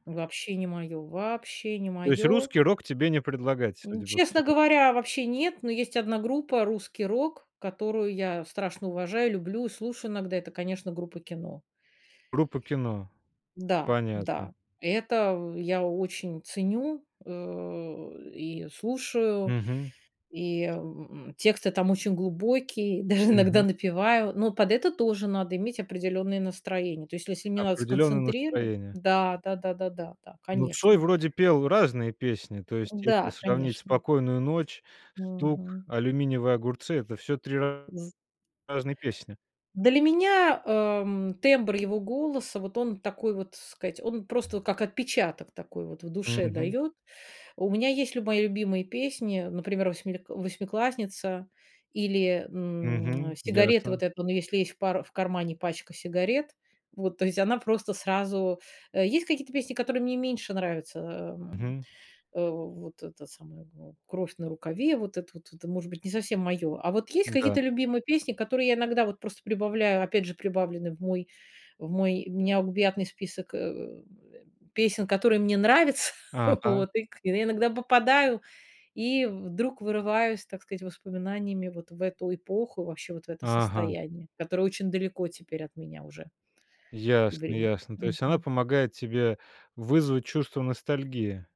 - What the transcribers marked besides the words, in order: laughing while speaking: "даже иногда"; other background noise; tapping; laughing while speaking: "нравятся, вот"
- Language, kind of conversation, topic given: Russian, podcast, Как музыка помогает тебе справляться с эмоциями?